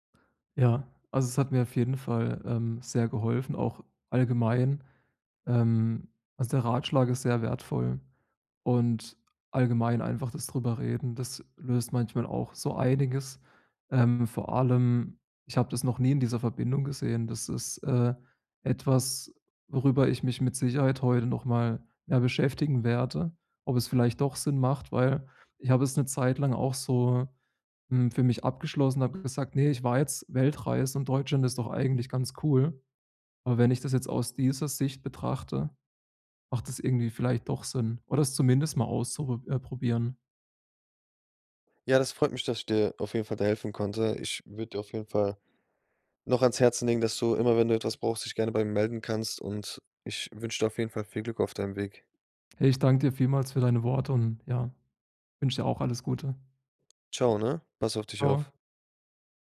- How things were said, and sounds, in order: none
- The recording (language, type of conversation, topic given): German, advice, Wie kann ich alte Muster loslassen und ein neues Ich entwickeln?